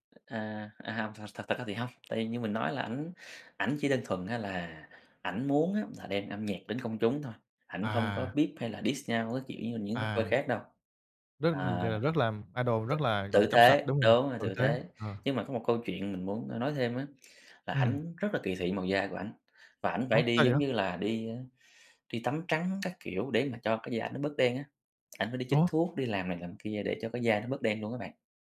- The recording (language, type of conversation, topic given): Vietnamese, podcast, Nghệ sĩ nào đã ảnh hưởng nhiều nhất đến gu âm nhạc của bạn?
- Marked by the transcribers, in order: tapping; other background noise; in English: "idol"